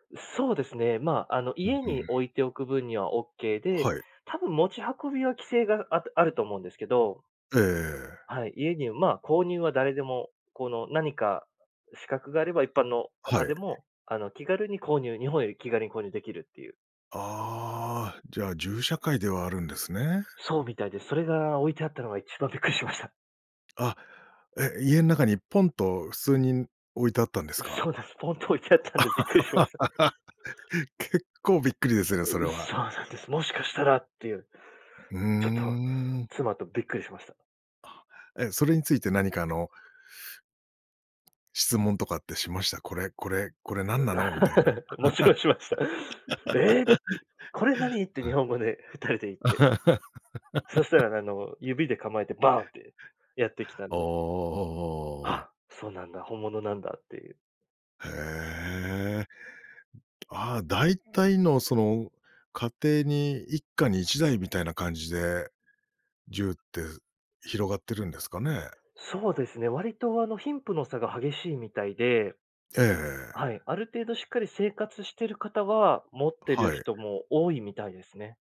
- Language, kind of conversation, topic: Japanese, podcast, 旅先で出会った人との心温まるエピソードはありますか？
- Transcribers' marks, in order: other noise; laughing while speaking: "ポンと置いてあったんでびっくりしました"; laugh; groan; laugh; laughing while speaking: "もちろんしました"; laugh; other background noise